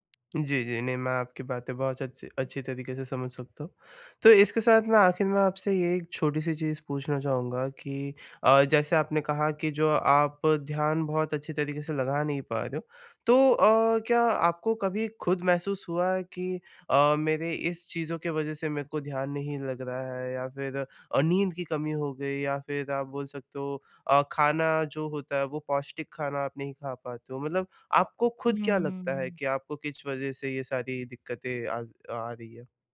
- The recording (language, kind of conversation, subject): Hindi, advice, लंबे समय तक ध्यान बनाए रखना
- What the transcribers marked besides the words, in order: tapping